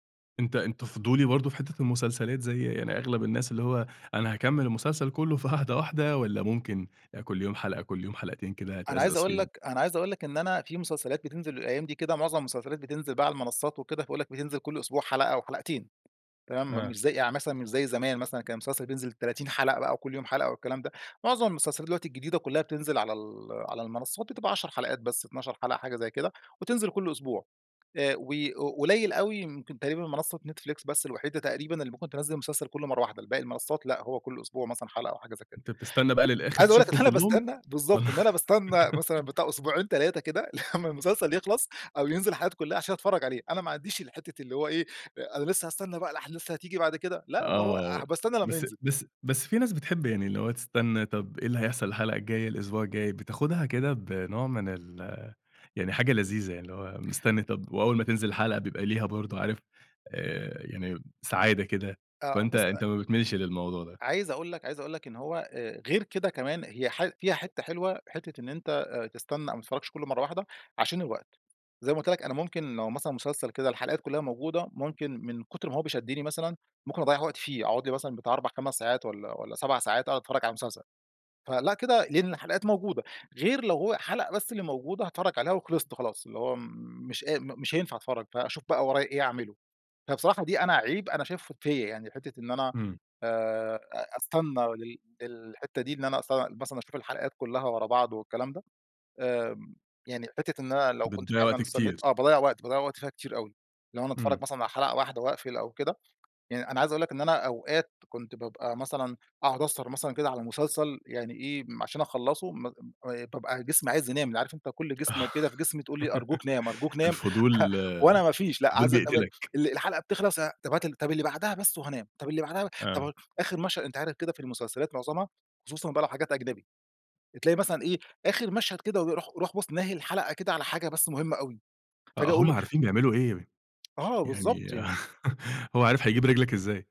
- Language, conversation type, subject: Arabic, podcast, إيه أكتر حاجة بتشدك في بداية الفيلم؟
- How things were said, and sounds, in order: laughing while speaking: "قعدة"; tapping; laughing while speaking: "إن أنا باستنى"; laugh; laughing while speaking: "لمّا"; other background noise; laugh; chuckle; unintelligible speech; laugh